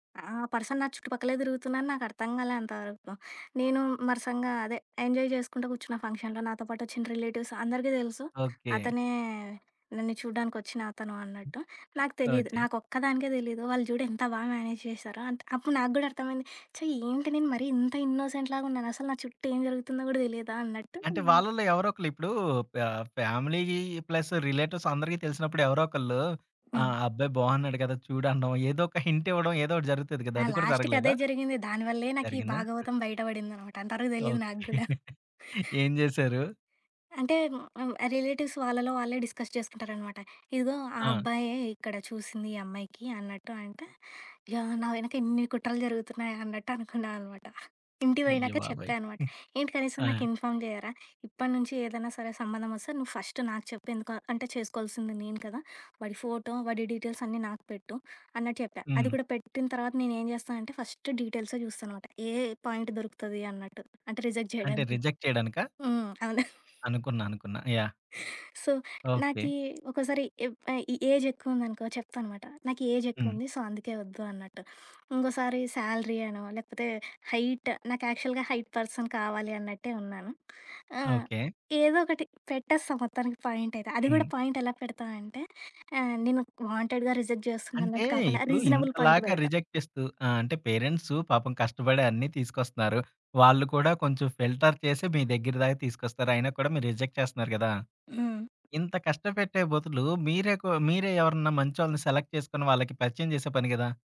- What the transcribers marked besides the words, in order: in English: "పర్సన్"; in English: "ఎంజాయ్"; in English: "ఫంక్షన్‌లో"; in English: "రిలేటివ్స్"; other background noise; in English: "మ్యానేజ్"; in English: "ఇన్నోసెంట్‌లాగున్నాను"; in English: "ఫ్యామిలీ ప్లస్ రిలేటివ్స్"; in English: "లాస్ట్‌కి"; chuckle; giggle; in English: "రిలేటివ్స్"; in English: "డిస్కస్"; in English: "ఇన్ఫార్మ్"; giggle; in English: "డీటెయిల్స్"; in English: "ఫస్ట్"; in English: "పాయింట్"; in English: "రిజెక్ట్"; in English: "రిజెక్ట్"; giggle; in English: "సో"; tapping; in English: "ఏజ్"; in English: "ఏజ్"; in English: "సో"; in English: "శాలరీ"; in English: "హైట్"; in English: "యాక్చువల్‌గా హైట్ పర్సన్"; in English: "పాయింట్"; in English: "వాంటెడ్‌గా రిజెక్ట్"; in English: "రీజనబుల్ పాయింట్"; in English: "రిజెక్ట్"; in English: "పేరెంట్స్"; in English: "ఫిల్టర్"; in English: "రిజెక్ట్"; in English: "సెలెక్ట్"
- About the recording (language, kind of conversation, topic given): Telugu, podcast, వివాహం చేయాలా అనే నిర్ణయం మీరు ఎలా తీసుకుంటారు?